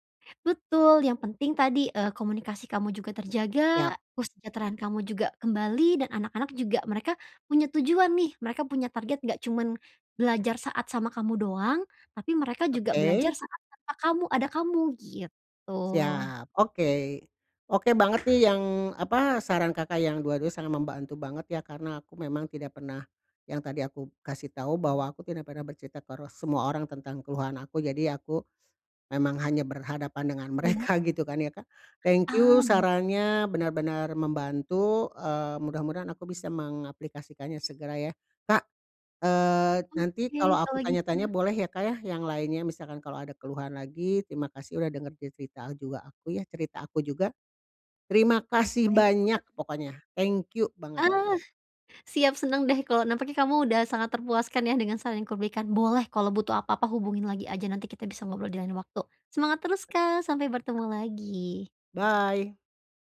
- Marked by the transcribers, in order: door; laughing while speaking: "mereka"; in English: "Thank you"; in English: "Thank you"; other background noise; tapping; in English: "Bye"
- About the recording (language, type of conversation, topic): Indonesian, advice, Kenapa saya merasa bersalah saat ingin bersantai saja?